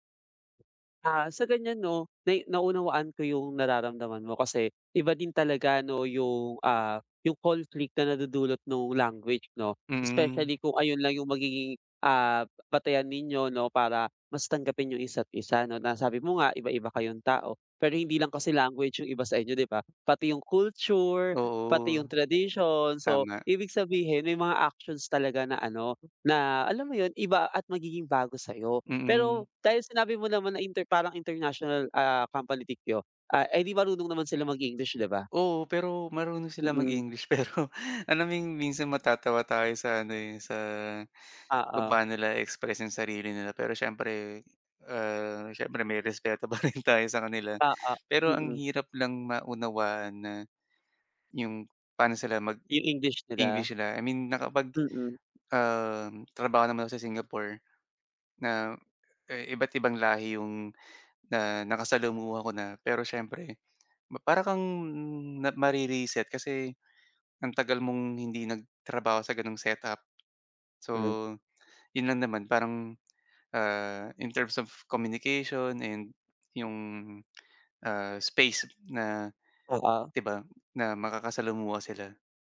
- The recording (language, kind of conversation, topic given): Filipino, advice, Paano ko mapapahusay ang praktikal na kasanayan ko sa komunikasyon kapag lumipat ako sa bagong lugar?
- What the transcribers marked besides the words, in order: tapping; other background noise; laughing while speaking: "pero"; laughing while speaking: "pa rin tayo sa"